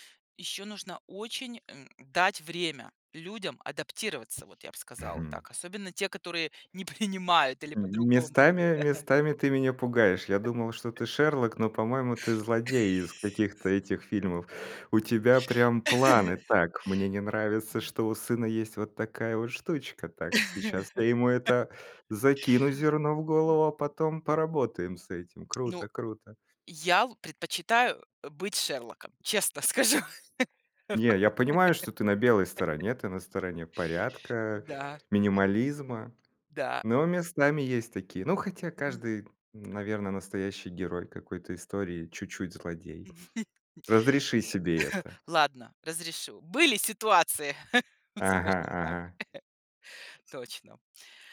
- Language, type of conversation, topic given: Russian, podcast, Как вы организуете пространство в маленькой квартире?
- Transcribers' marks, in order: other background noise; laughing while speaking: "принимают"; unintelligible speech; chuckle; other noise; alarm; chuckle; laugh; laugh; tapping; laugh; chuckle; chuckle